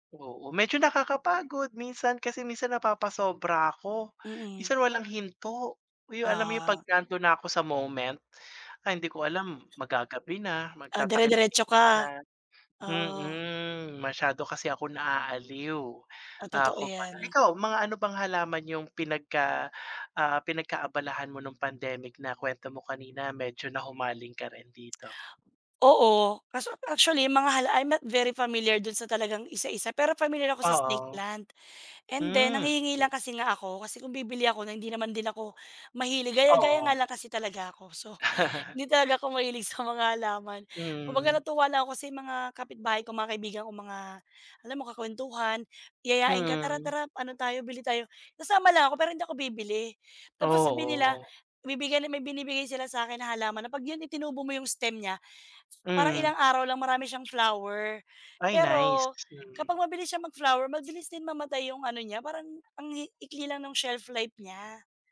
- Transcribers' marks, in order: tapping; lip smack; in English: "I'm not very familiar"; in English: "snake plant"; unintelligible speech; laugh; other background noise; in English: "shelf life"
- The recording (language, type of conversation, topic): Filipino, unstructured, Ano ang pinaka-kasiya-siyang bahagi ng pagkakaroon ng libangan?